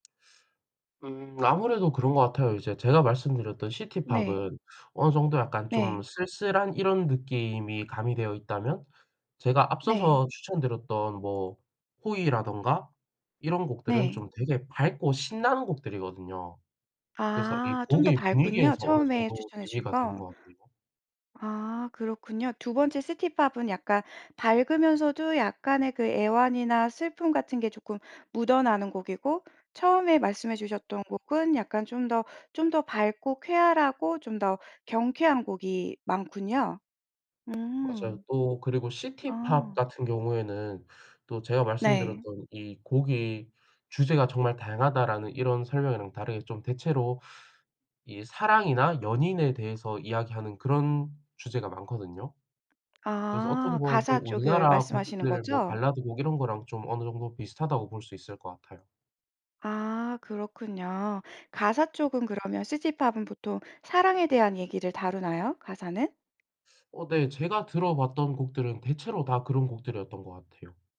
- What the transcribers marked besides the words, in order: other background noise; tapping
- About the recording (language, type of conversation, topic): Korean, podcast, 요즘 가장 자주 듣는 음악은 뭐예요?